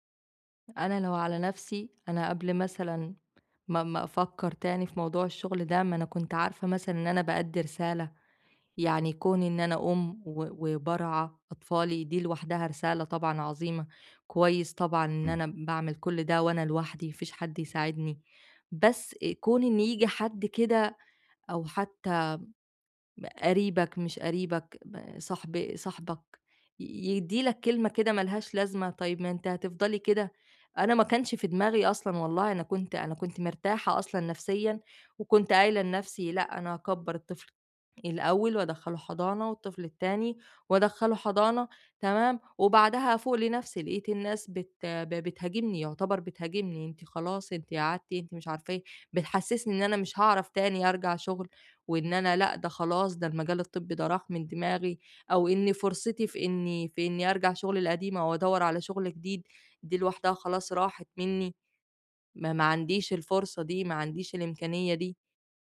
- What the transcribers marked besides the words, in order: other background noise
- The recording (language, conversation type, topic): Arabic, advice, إزاي أبدأ أواجه الكلام السلبي اللي جوايا لما يحبطني ويخلّيني أشك في نفسي؟